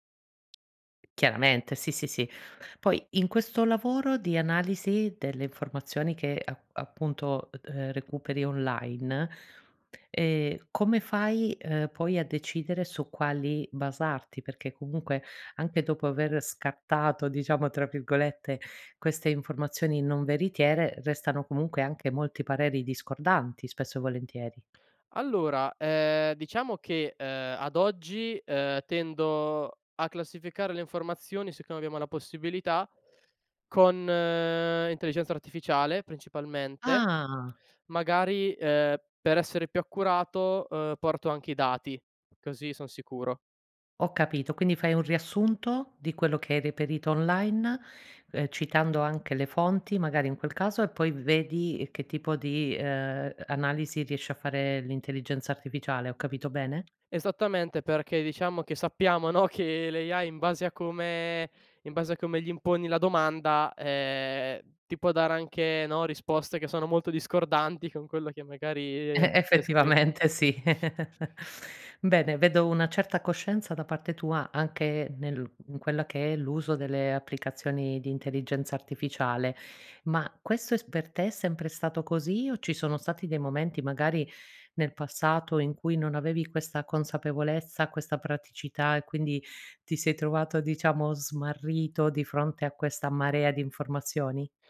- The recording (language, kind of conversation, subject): Italian, podcast, Come affronti il sovraccarico di informazioni quando devi scegliere?
- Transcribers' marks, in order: other background noise; tapping; in English: "AI"; chuckle